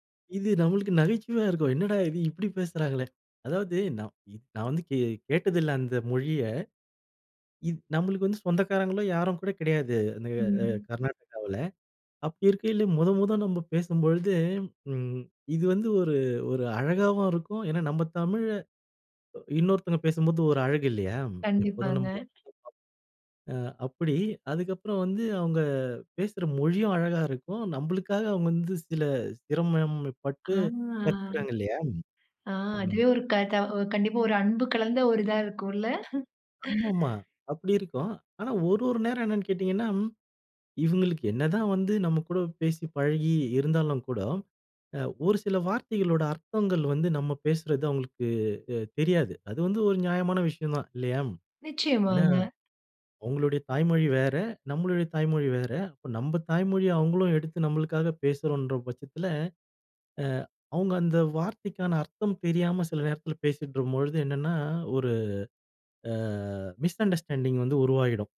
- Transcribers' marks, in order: other background noise; unintelligible speech; drawn out: "ஆ"; chuckle; in English: "மிஸ் அண்டர்ஸ்டாண்டிங்"
- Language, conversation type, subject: Tamil, podcast, மொழி வேறுபாடு காரணமாக அன்பு தவறாகப் புரிந்து கொள்ளப்படுவதா? உதாரணம் சொல்ல முடியுமா?